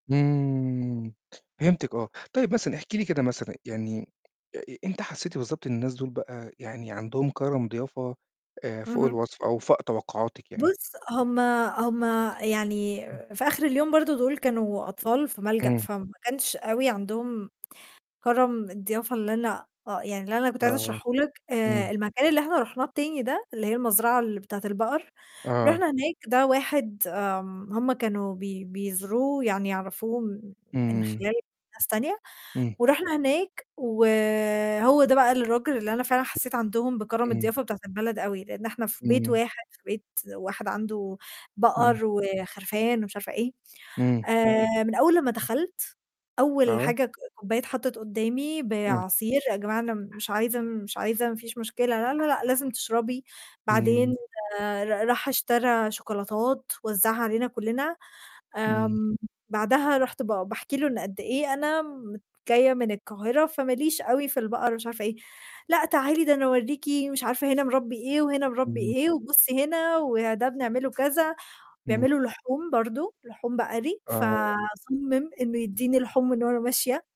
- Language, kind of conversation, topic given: Arabic, podcast, ممكن تحكيلي قصة عن كرم ضيافة أهل البلد؟
- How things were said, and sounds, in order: other background noise; tapping; distorted speech; mechanical hum